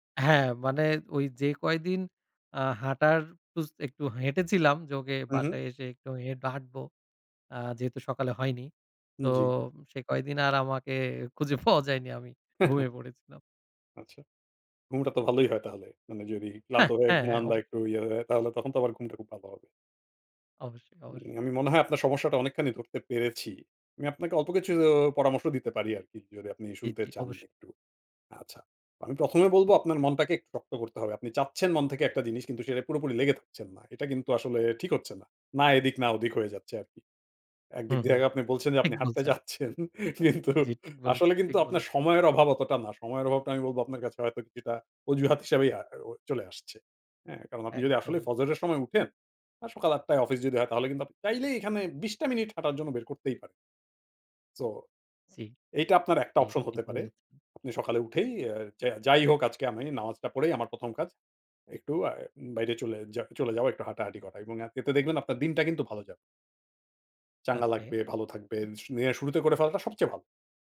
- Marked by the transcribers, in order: laughing while speaking: "খুঁজে পাওয়া যায়নি"; chuckle; laughing while speaking: "হাঁটতে চাচ্ছেন। কিন্তু"; in English: "So"; in English: "option"
- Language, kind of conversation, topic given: Bengali, advice, নিয়মিত হাঁটা বা বাইরে সময় কাটানোর কোনো রুটিন কেন নেই?